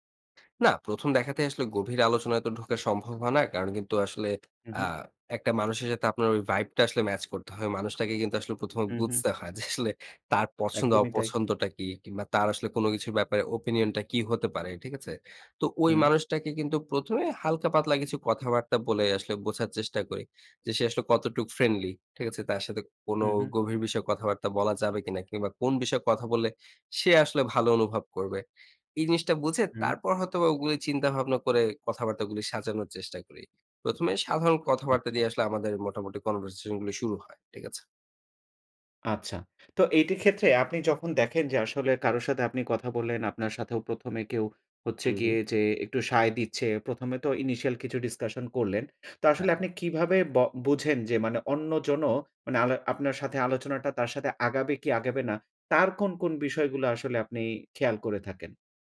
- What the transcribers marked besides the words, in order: "ঢোকা" said as "ঢুকা"; tapping; in English: "vibe"; in English: "opinion"; "বোঝার" said as "গোছার"; "কতটুকু" said as "কতটুক"; other background noise
- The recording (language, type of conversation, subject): Bengali, podcast, মিটআপে গিয়ে আপনি কীভাবে কথা শুরু করেন?